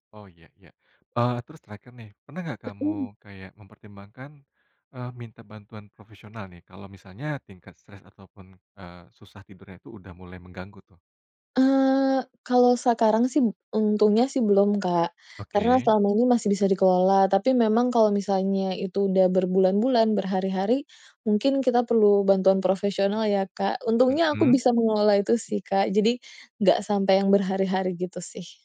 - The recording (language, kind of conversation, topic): Indonesian, podcast, Apa yang kamu lakukan kalau susah tidur karena pikiran nggak tenang?
- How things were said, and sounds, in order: none